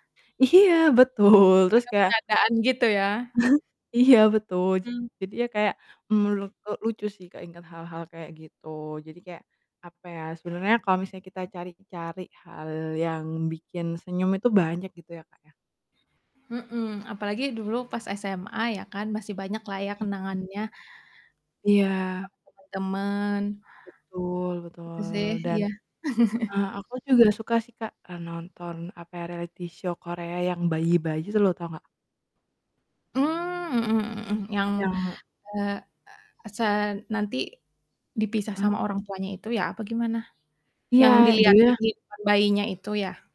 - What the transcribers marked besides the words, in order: laughing while speaking: "Iya, betul"; distorted speech; chuckle; static; chuckle; in English: "reality show"; other background noise
- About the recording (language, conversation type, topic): Indonesian, unstructured, Apa hal sederhana yang selalu membuatmu tersenyum?